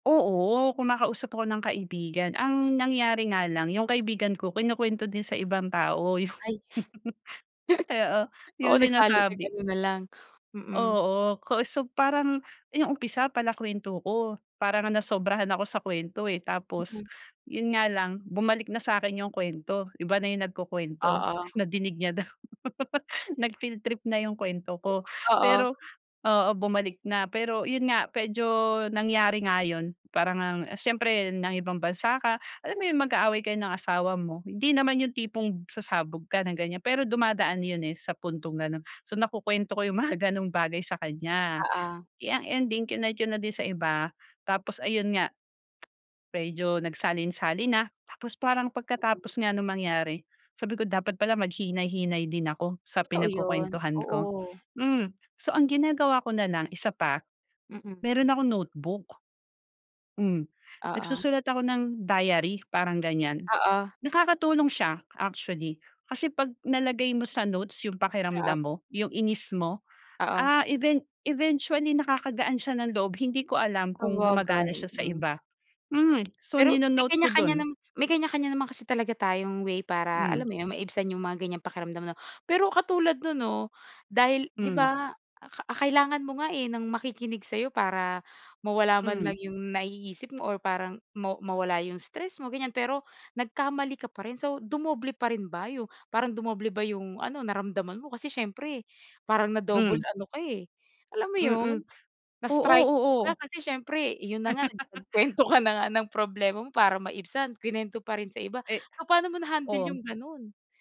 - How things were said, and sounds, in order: other background noise; laugh; other noise; laugh; "medyo" said as "pedyo"; laughing while speaking: "mga"; "kinuwento" said as "kinentyu"; tsk; "Medyo" said as "Peydyo"; tapping; laughing while speaking: "nagkwento ka na nga"; laugh
- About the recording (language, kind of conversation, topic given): Filipino, podcast, Paano mo inaalagaan ang kalusugang pangkaisipan mo?